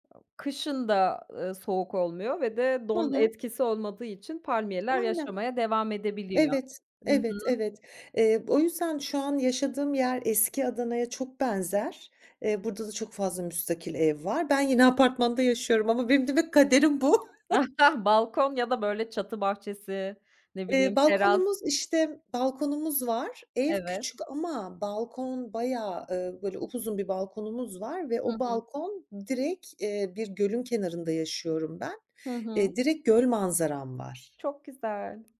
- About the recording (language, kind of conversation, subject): Turkish, podcast, Şehirlerde yeşil alanları artırmak için neler yapılabilir?
- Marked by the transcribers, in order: other background noise; tapping; chuckle